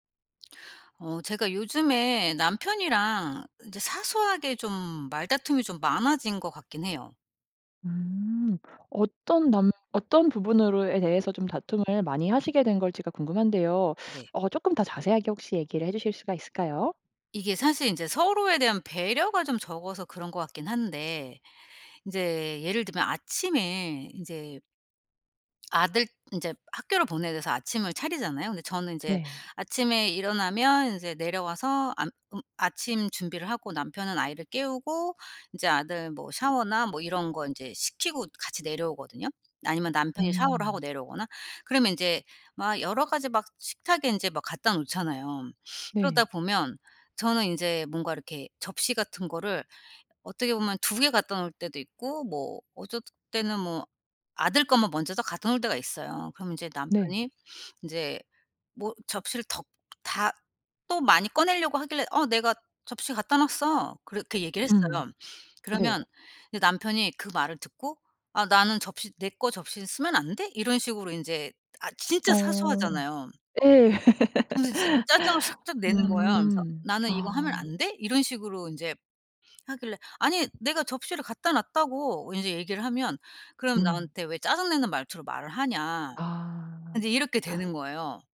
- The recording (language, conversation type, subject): Korean, advice, 반복되는 사소한 다툼으로 지쳐 계신가요?
- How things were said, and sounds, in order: other background noise; laugh